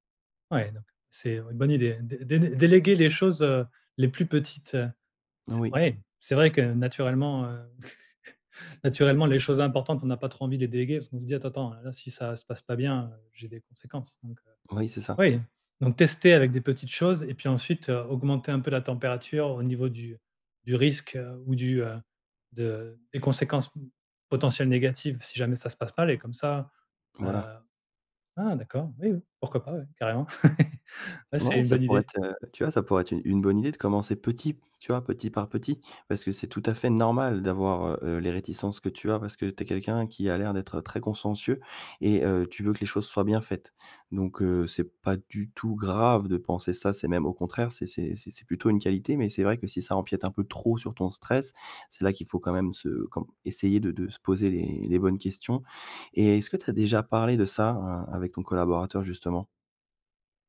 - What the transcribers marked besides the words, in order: chuckle; tapping; laugh
- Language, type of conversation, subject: French, advice, Comment surmonter mon hésitation à déléguer des responsabilités clés par manque de confiance ?